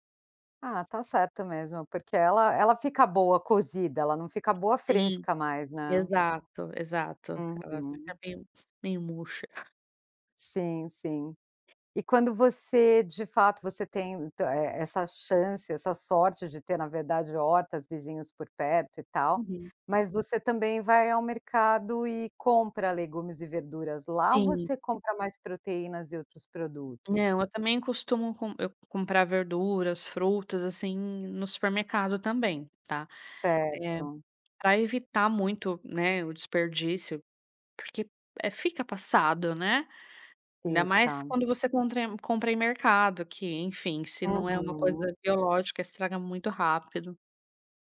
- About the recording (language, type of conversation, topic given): Portuguese, podcast, Como evitar o desperdício na cozinha do dia a dia?
- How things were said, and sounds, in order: none